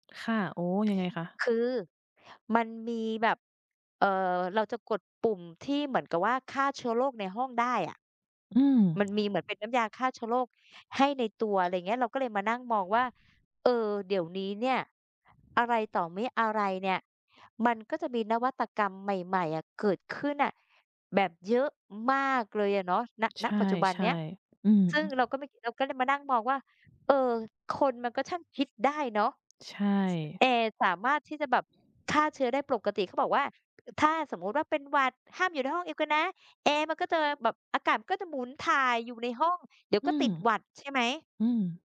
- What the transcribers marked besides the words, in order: tapping; other background noise
- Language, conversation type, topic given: Thai, unstructured, นวัตกรรมใดที่คุณคิดว่ามีประโยชน์มากที่สุดในปัจจุบัน?